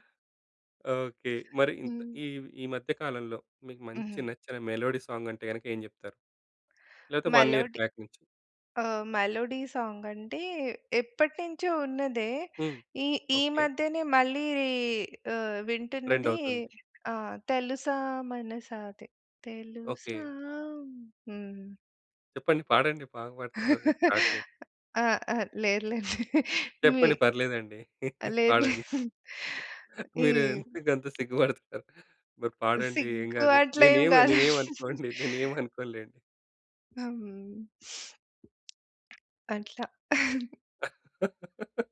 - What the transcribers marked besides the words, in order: other background noise; in English: "మెలోడీ సాంగ్"; in English: "వన్ ఇయర్ బ్యాక్"; in English: "మెలోడీ"; in English: "మెలోడీ సాంగ్"; singing: "తెలుసా"; chuckle; in English: "స్టార్ట్"; chuckle; laughing while speaking: "పాడండి. మీరు ఎందుకంత సిగ్గు బడుతున్నారు?"; giggle; tapping; giggle; sniff; giggle; laugh
- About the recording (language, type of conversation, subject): Telugu, podcast, ప్రజల ప్రతిస్పందన భయం కొత్తగా ప్రయత్నించడంలో ఎంతవరకు అడ్డంకి అవుతుంది?